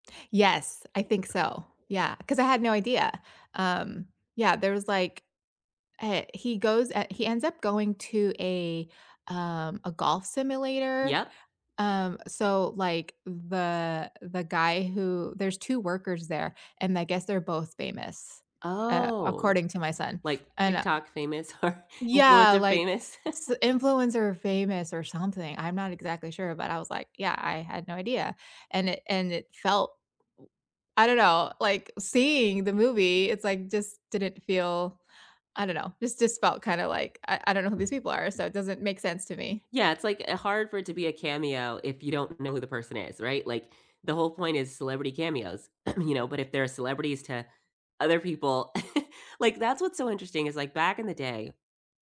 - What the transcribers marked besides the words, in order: other background noise; laughing while speaking: "or"; laugh; throat clearing; chuckle
- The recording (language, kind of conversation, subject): English, unstructured, Which celebrity cameos made you do a double-take?
- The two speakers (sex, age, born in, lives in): female, 40-44, United States, United States; female, 45-49, United States, United States